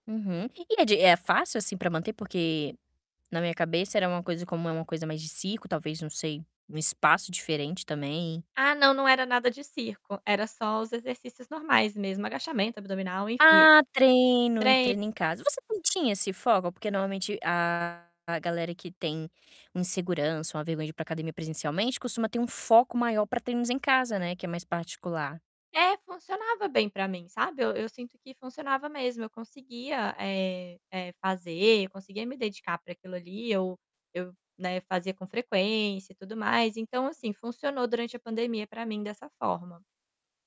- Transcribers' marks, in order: static; distorted speech
- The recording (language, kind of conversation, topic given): Portuguese, advice, Como posso lidar com a vergonha e a insegurança ao ir à academia?